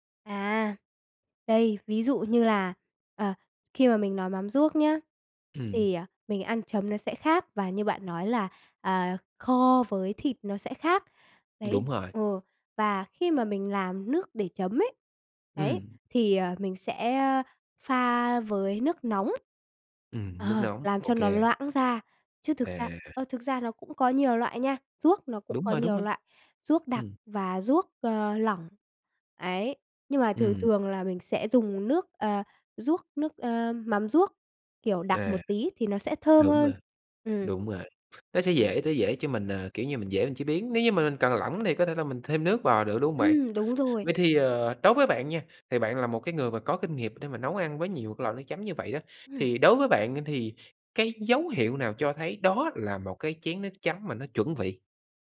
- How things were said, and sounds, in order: tapping; other background noise
- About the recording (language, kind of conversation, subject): Vietnamese, podcast, Bạn có bí quyết nào để pha nước chấm ngon không?